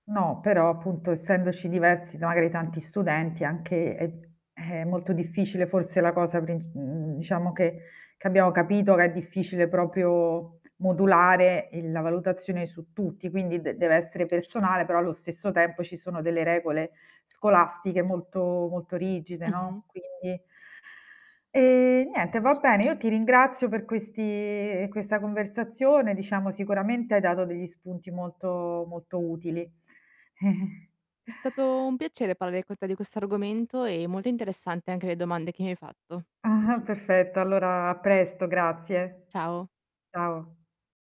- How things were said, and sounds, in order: "proprio" said as "propio"; other background noise; distorted speech; drawn out: "E"; chuckle; static; "parlare" said as "palare"
- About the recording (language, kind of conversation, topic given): Italian, podcast, Come possiamo rendere la valutazione più equa per tutti gli studenti?